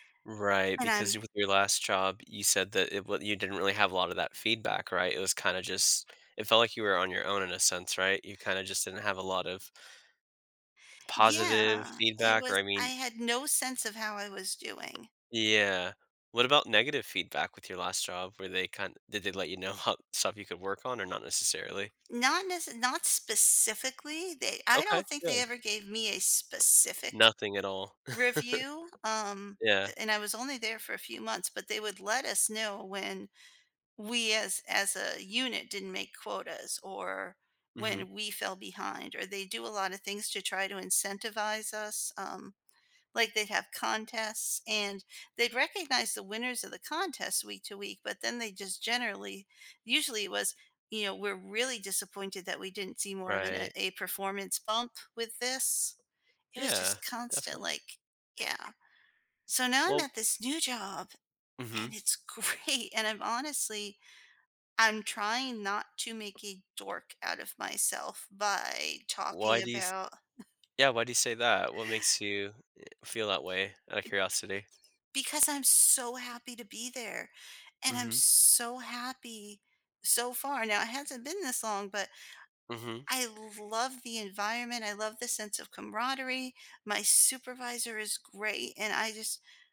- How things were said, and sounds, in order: tapping; other background noise; chuckle; laughing while speaking: "great"; chuckle
- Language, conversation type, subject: English, advice, How can I adjust to a new job and feel confident in my role and workplace?